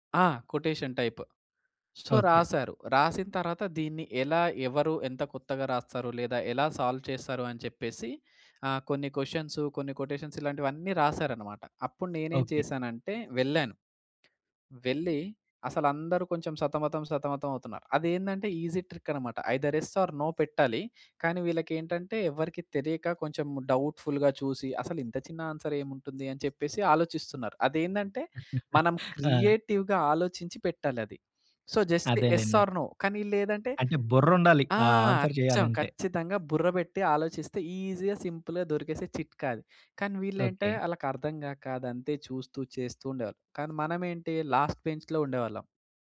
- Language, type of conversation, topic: Telugu, podcast, నీ జీవితానికి నేపథ్య సంగీతం ఉంటే అది ఎలా ఉండేది?
- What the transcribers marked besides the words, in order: in English: "కొటేషన్ టైప్. సో"; in English: "సాల్వ్"; in English: "క్వశ్చన్స్"; in English: "కొటేషన్స్"; in English: "ఈజీ ట్రిక్"; in English: "ఐదర్ ఎస్ ఆర్ నో"; in English: "డౌట్‌పుల్‌గా"; in English: "ఆన్సర్"; giggle; in English: "క్రియేటివ్‌గా"; in English: "సో, జస్ట్ ఎస్ ఆర్ నో"; in English: "ఆన్సర్"; in English: "ఈజీగా, సింపుల్‌గా"; in English: "లాస్ట్ బెంచ్‌లో"